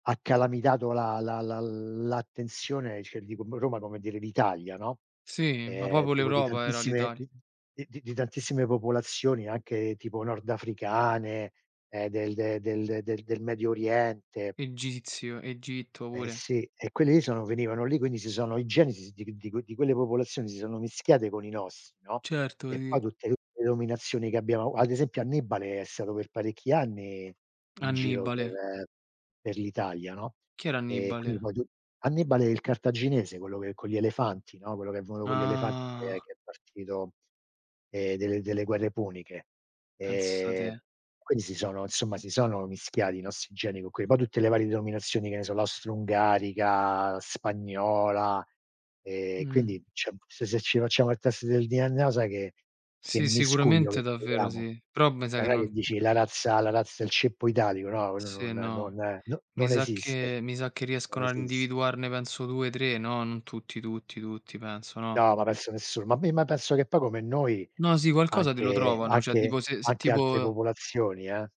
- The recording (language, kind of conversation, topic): Italian, unstructured, Perché pensi che nella società ci siano ancora tante discriminazioni?
- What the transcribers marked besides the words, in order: "cioè" said as "ceh"; "proprio" said as "popo"; "nostri" said as "nosri"; "stato" said as "sato"; drawn out: "Ah"; "venuto" said as "vonuto"; other background noise; "l'astroungarica" said as "austroungariga"; "Cioè" said as "ceh"; "sì" said as "zì"; "cioè" said as "ceh"